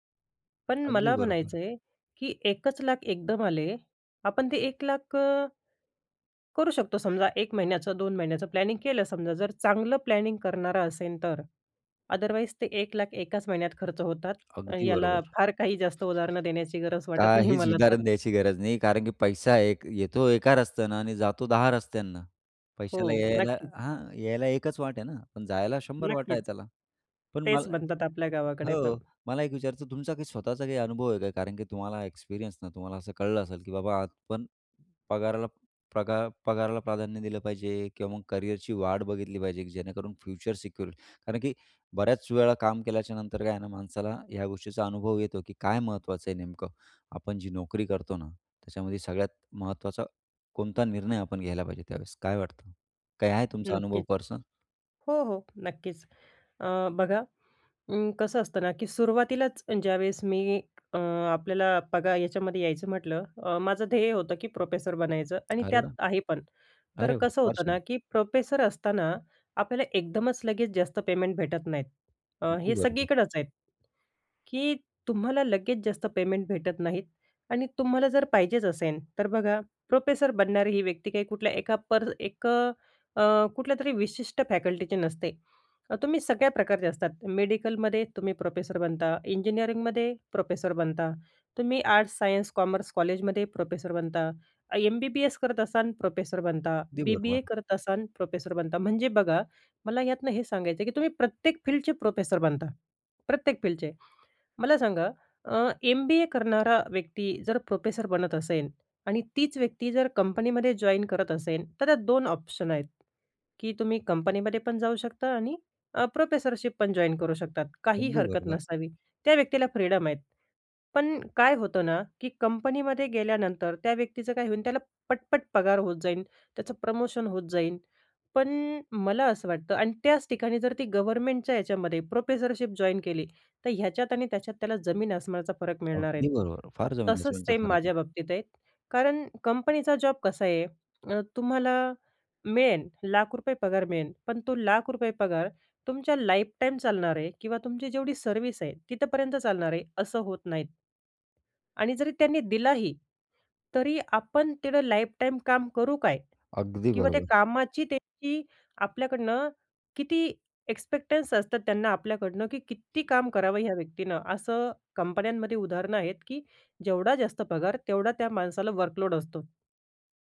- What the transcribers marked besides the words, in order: in English: "प्लॅनिंग"; in English: "प्लॅनिंग"; other background noise; chuckle; tapping; in English: "सिक्युअर"; in English: "फॅकल्टीची"; "यातून" said as "यातनं"; in English: "फील्डचे प्रोफेसर"; other noise; in English: "प्रोफेसरशिप"; in English: "प्रोफेसरशिप"
- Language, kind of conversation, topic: Marathi, podcast, नोकरी निवडताना तुमच्यासाठी जास्त पगार महत्त्वाचा आहे की करिअरमधील वाढ?